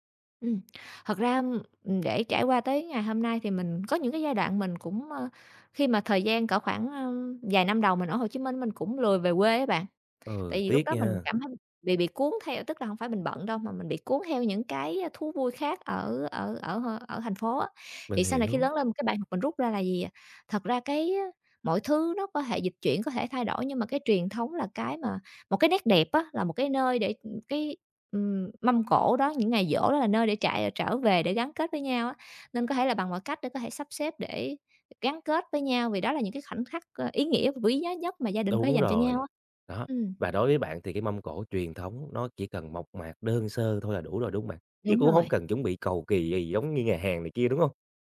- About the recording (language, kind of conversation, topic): Vietnamese, podcast, Làm sao để bày một mâm cỗ vừa đẹp mắt vừa ấm cúng, bạn có gợi ý gì không?
- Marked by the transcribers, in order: tapping